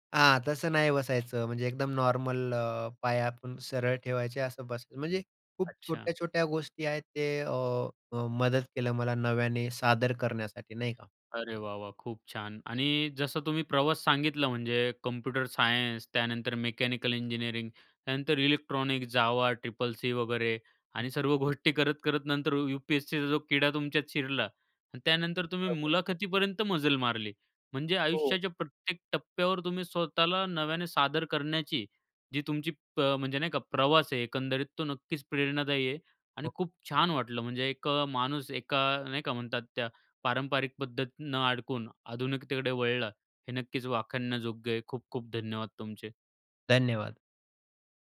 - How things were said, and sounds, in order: tapping
- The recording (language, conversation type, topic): Marathi, podcast, स्वतःला नव्या पद्धतीने मांडायला तुम्ही कुठून आणि कशी सुरुवात करता?